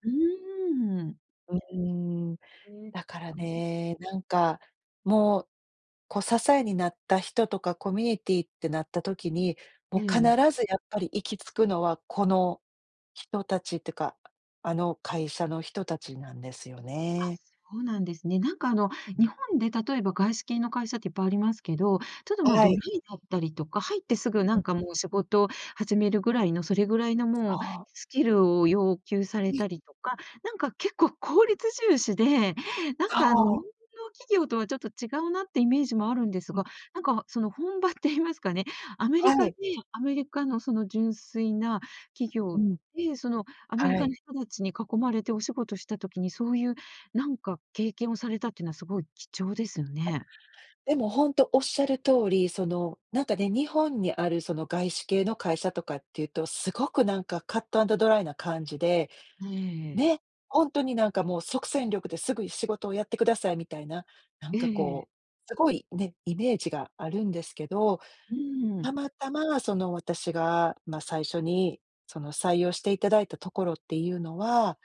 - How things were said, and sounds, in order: other background noise; in English: "カットアンドドライ"
- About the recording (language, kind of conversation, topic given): Japanese, podcast, 支えになった人やコミュニティはありますか？